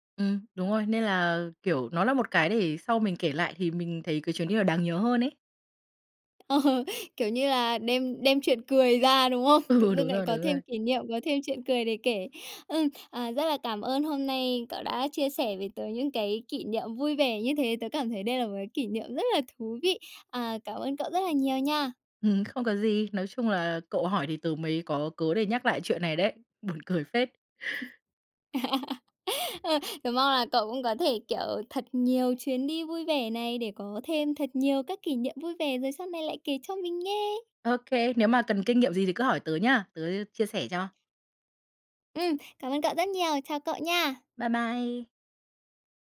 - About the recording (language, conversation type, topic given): Vietnamese, podcast, Bạn có thể kể về một sai lầm khi đi du lịch và bài học bạn rút ra từ đó không?
- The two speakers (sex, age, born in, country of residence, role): female, 20-24, Vietnam, Japan, host; female, 25-29, Vietnam, Vietnam, guest
- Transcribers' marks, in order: tapping; laughing while speaking: "Ờ"; laughing while speaking: "cười ra, đúng không?"; laughing while speaking: "Ừ"; laughing while speaking: "buồn cười phết!"; laugh; chuckle